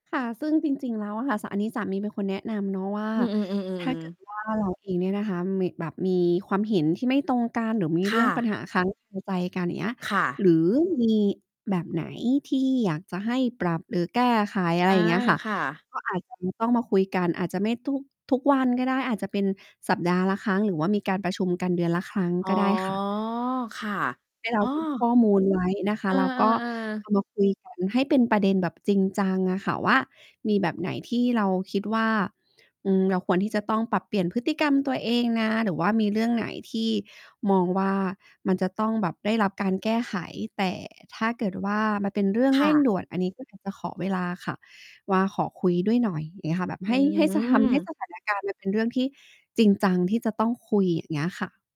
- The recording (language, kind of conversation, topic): Thai, podcast, คุณมีวิธีรักษาความสัมพันธ์ให้ดีอยู่เสมออย่างไร?
- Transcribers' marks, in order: distorted speech; drawn out: "อ๋อ"